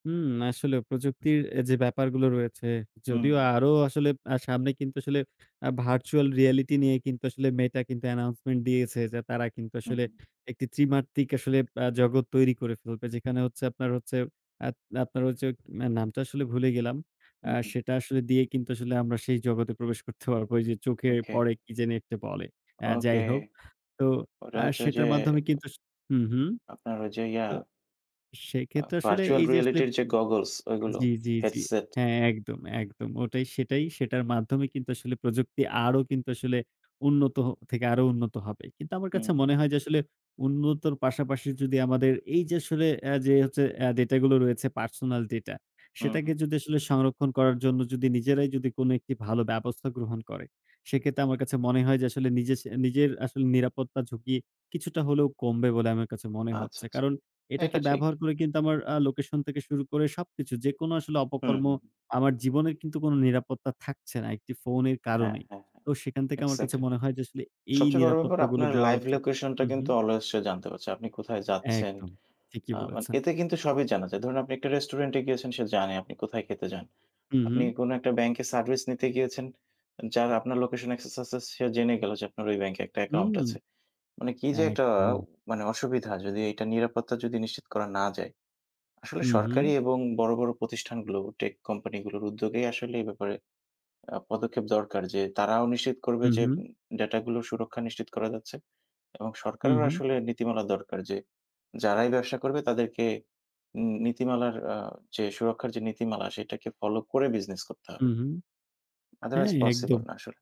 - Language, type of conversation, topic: Bengali, unstructured, প্রযুক্তি কীভাবে আমাদের ব্যক্তিগত জীবনে হস্তক্ষেপ বাড়াচ্ছে?
- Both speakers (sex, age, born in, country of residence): male, 20-24, Bangladesh, Bangladesh; male, 25-29, Bangladesh, Bangladesh
- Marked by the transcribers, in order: in English: "virtual reality"; in English: "announcement"; "ত্রিমাত্রক" said as "ত্রিমাত্তিক"; in English: "virtual reality"; in English: "goggles"; in English: "Headset"; in English: "personal data"; in English: "live location"; in English: "always"; in English: "service"; in English: "এক্সেসেস"; "access" said as "এক্সেসেস"; in English: "tech"; in English: "Otherwise"